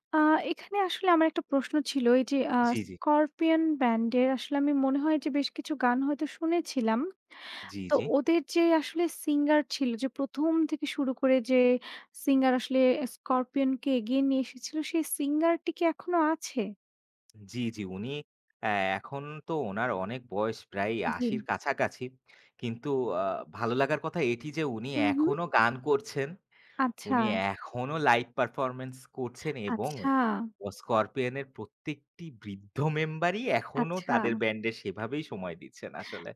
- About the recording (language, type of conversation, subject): Bengali, unstructured, আপনি কোন কোন সঙ্গীতশিল্পীর গান সবচেয়ে বেশি উপভোগ করেন, এবং কেন?
- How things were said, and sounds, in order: tapping; in English: "live performance"